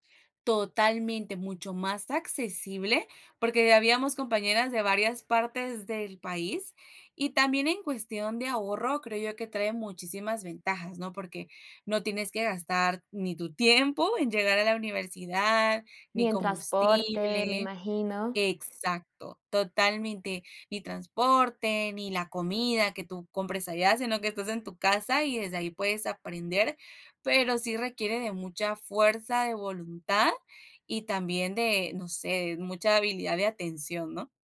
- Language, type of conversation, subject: Spanish, podcast, ¿Qué opinas sobre el aprendizaje en línea en comparación con el presencial?
- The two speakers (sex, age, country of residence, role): female, 20-24, United States, guest; female, 30-34, United States, host
- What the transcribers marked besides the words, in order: none